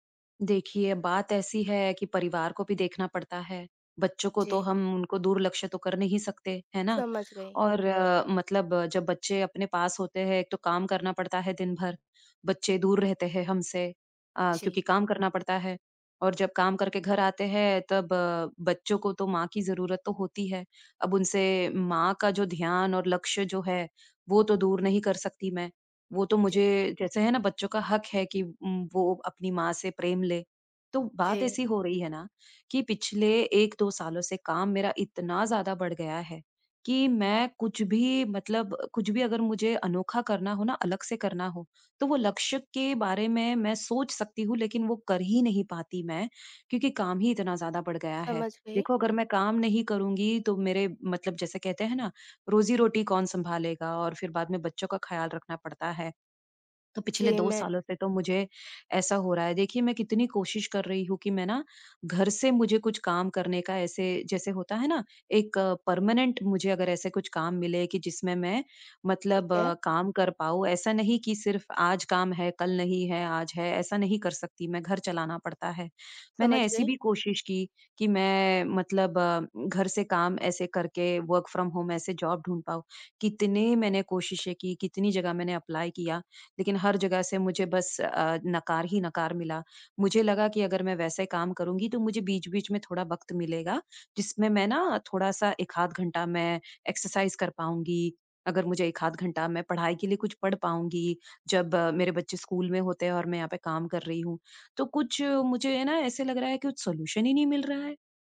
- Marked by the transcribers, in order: in English: "परमानेंट"; in English: "वर्क फ्रॉम होम"; in English: "जॉब"; in English: "अप्लाई"; in English: "एक्सरसाइज"; in English: "सॉल्यूशन"
- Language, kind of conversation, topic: Hindi, advice, मैं किसी लक्ष्य के लिए लंबे समय तक प्रेरित कैसे रहूँ?